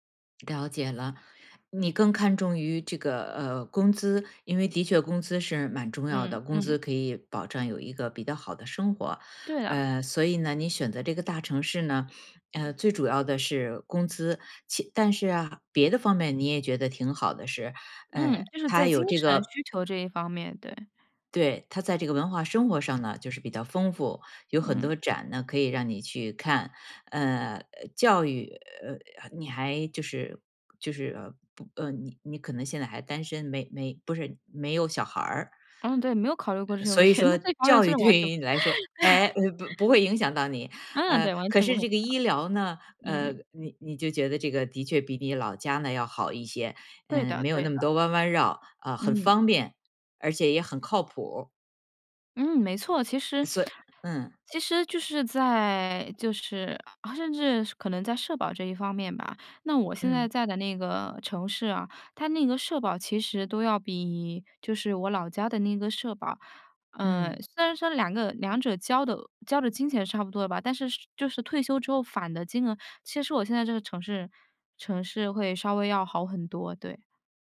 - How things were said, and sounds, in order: laughing while speaking: "题"; laughing while speaking: "对于你来说，哎"; laugh; laughing while speaking: "对"; laughing while speaking: "嗯，对，完全不会影响"
- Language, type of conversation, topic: Chinese, podcast, 你会选择留在城市，还是回老家发展？